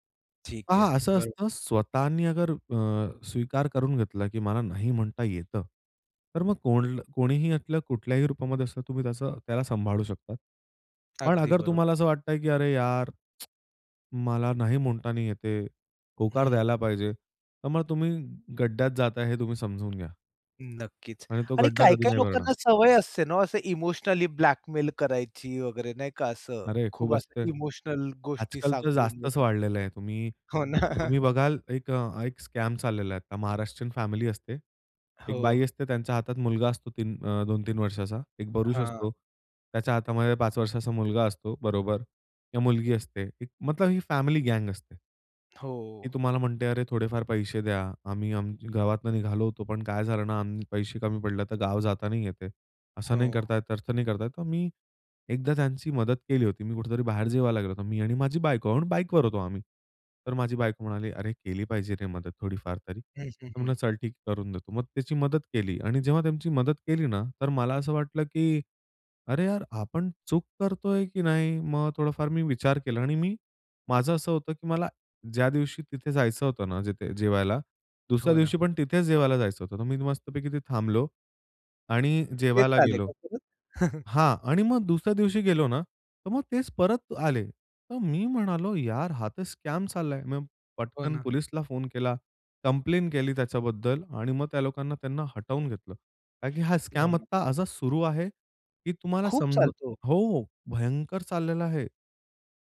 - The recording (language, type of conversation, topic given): Marathi, podcast, लोकांना नकार देण्याची भीती दूर कशी करावी?
- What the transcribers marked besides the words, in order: tapping; tsk; in English: "इमोशनली"; other background noise; laughing while speaking: "हो ना"; in English: "स्कॅम"; other noise; chuckle; in English: "स्कॅम"; in English: "स्कॅम"